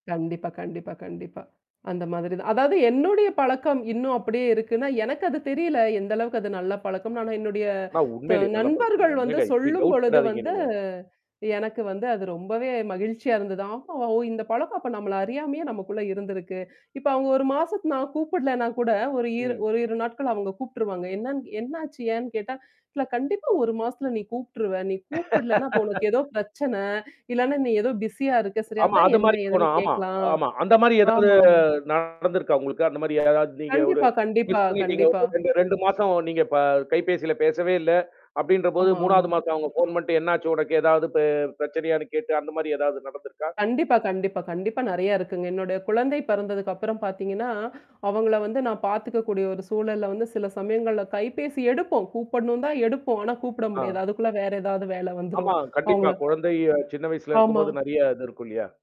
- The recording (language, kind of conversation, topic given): Tamil, podcast, இன்றும் நீங்கள் தொடர்ந்து கடைப்பிடித்து வரும் ஒரு நல்ல பழக்கம் உங்களிடம் உள்ளதா?
- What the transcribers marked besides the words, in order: in English: "டவுட்"; drawn out: "வந்து"; static; laugh; other background noise; in English: "பிஸியா"; distorted speech; drawn out: "ஏதாவது"; in English: "மிஸ்"; tapping